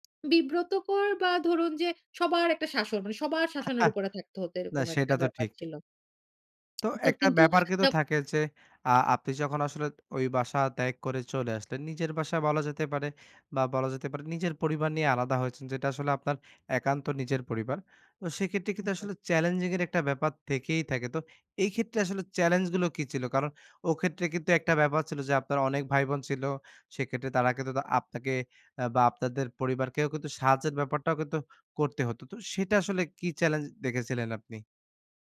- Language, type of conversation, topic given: Bengali, podcast, আপনি নিজে বাড়ি ছেড়ে যাওয়ার সিদ্ধান্ত কীভাবে নিলেন?
- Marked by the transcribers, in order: unintelligible speech